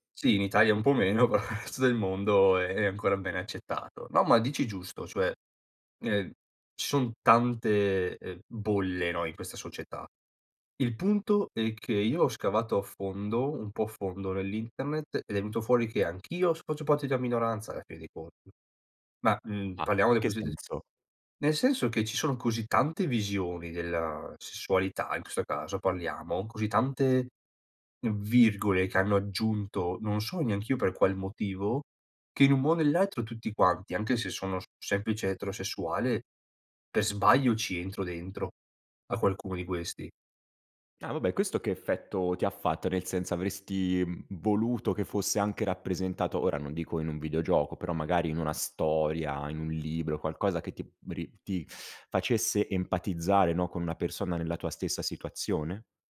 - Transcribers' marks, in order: laughing while speaking: "però"; "cioè" said as "ceh"; "adesso" said as "sso"; unintelligible speech; other background noise
- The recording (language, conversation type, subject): Italian, podcast, Qual è, secondo te, l’importanza della diversità nelle storie?